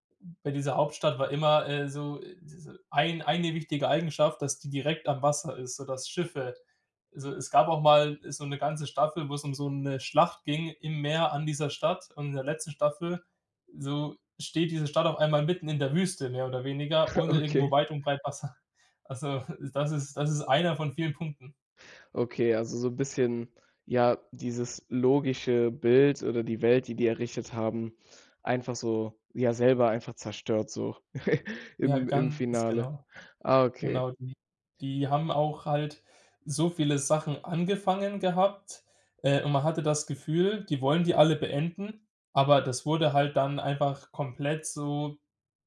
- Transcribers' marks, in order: chuckle; laughing while speaking: "Wasser. Also"; chuckle
- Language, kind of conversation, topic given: German, podcast, Was macht ein Serienfinale für dich gelungen oder enttäuschend?